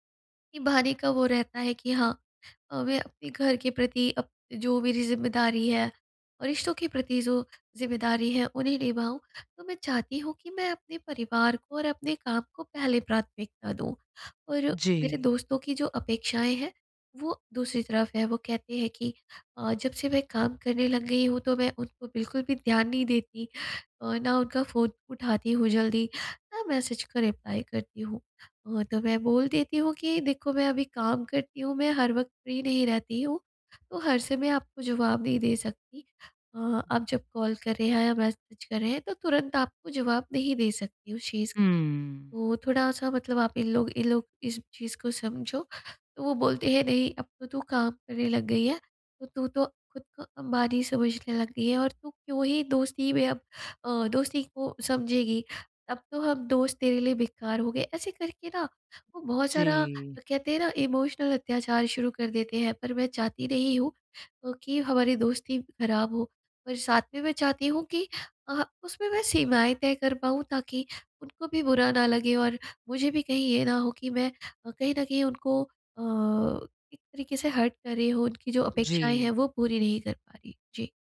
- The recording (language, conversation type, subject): Hindi, advice, मैं दोस्तों के साथ सीमाएँ कैसे तय करूँ?
- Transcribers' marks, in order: in English: "रिप्लाई"; in English: "फ्री"; in English: "इमोशनल"; in English: "हर्ट"